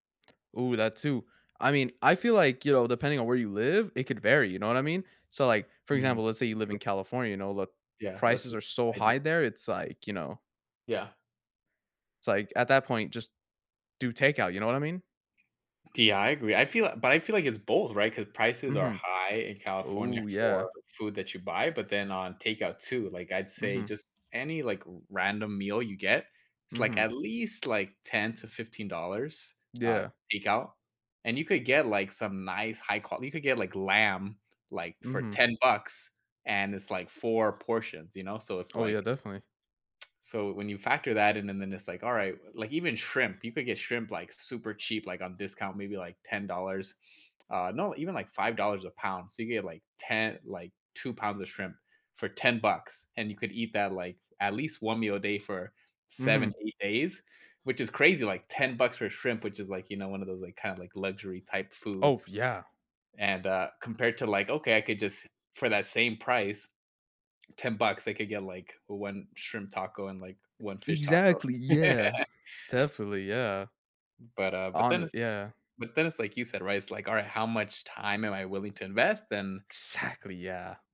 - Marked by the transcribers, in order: tapping; other background noise; laugh
- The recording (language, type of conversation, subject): English, unstructured, What factors influence your choice between making meals at home or getting takeout?
- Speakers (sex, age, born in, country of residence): male, 20-24, United States, United States; male, 25-29, United States, United States